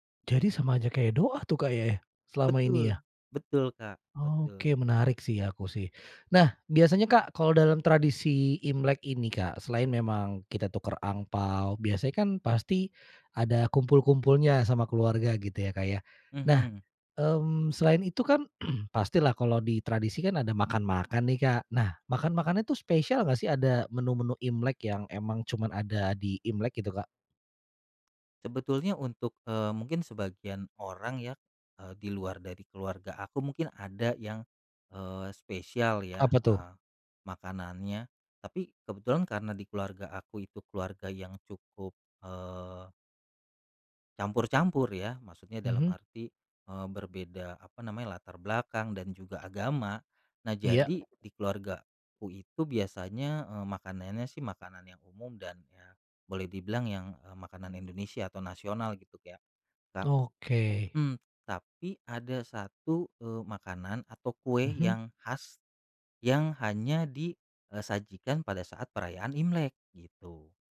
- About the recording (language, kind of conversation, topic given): Indonesian, podcast, Ceritakan tradisi keluarga apa yang diwariskan dari generasi ke generasi dalam keluargamu?
- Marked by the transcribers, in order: throat clearing; tapping; other background noise